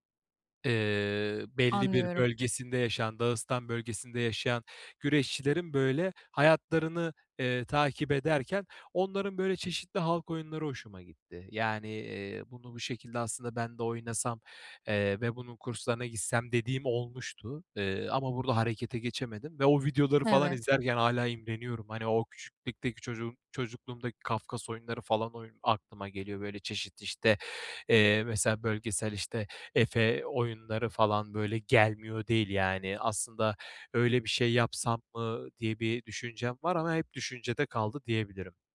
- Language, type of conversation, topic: Turkish, advice, Ekranlarla çevriliyken boş zamanımı daha verimli nasıl değerlendirebilirim?
- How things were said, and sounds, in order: tapping